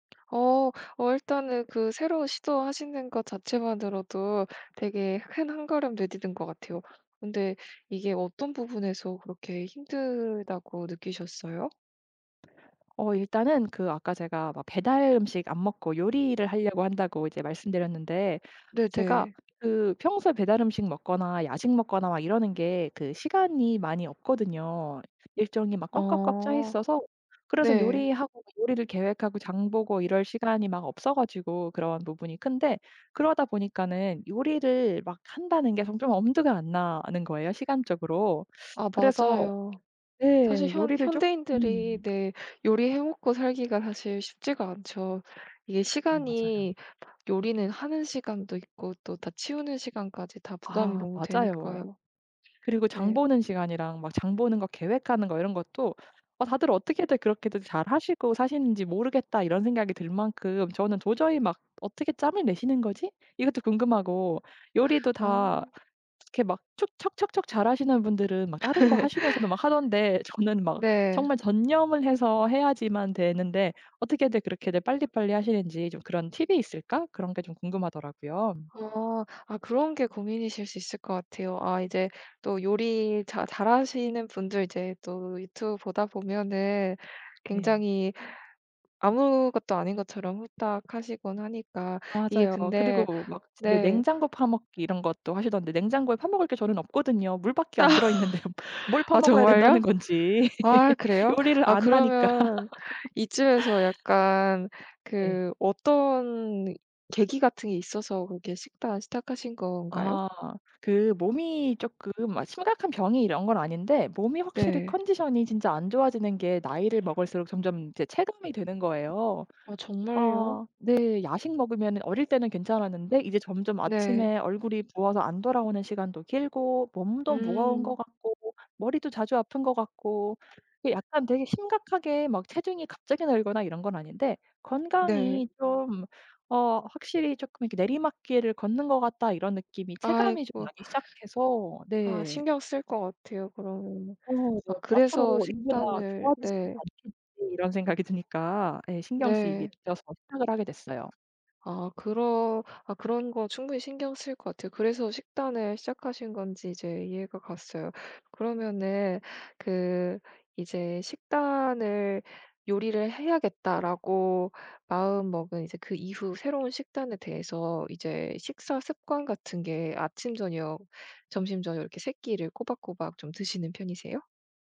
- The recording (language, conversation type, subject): Korean, advice, 새로운 식단(채식·저탄수 등)을 꾸준히 유지하기가 왜 이렇게 힘들까요?
- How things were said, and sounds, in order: tapping; other background noise; teeth sucking; other noise; laugh; laugh; laughing while speaking: "들어있는데요"; laugh